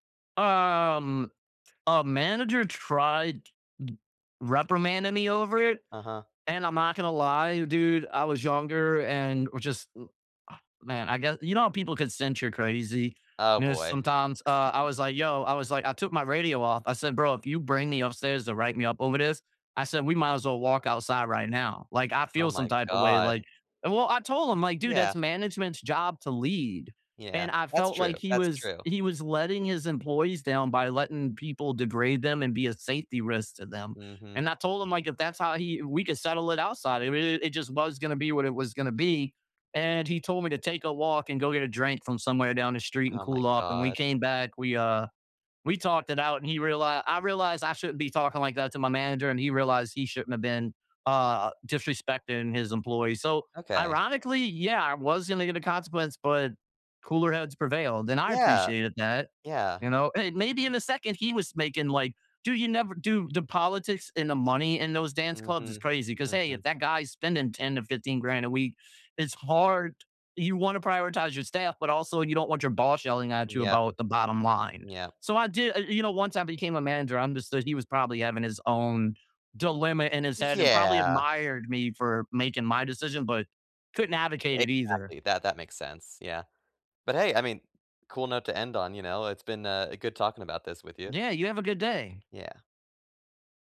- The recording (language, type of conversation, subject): English, unstructured, How can I stand up for what I believe without alienating others?
- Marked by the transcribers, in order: drawn out: "Um"; tapping; chuckle; unintelligible speech